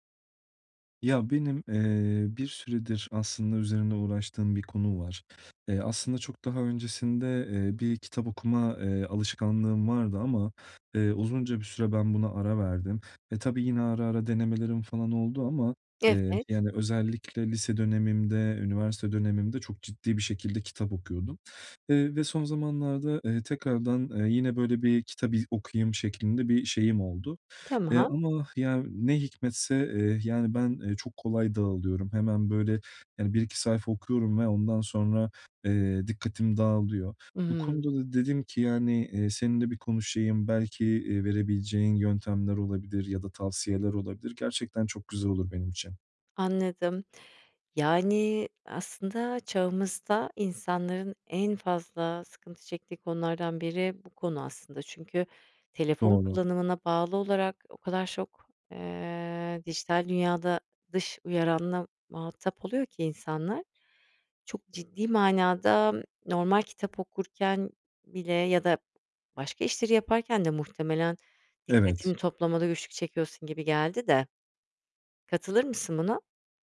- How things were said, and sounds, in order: none
- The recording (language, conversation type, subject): Turkish, advice, Film ya da kitap izlerken neden bu kadar kolay dikkatimi kaybediyorum?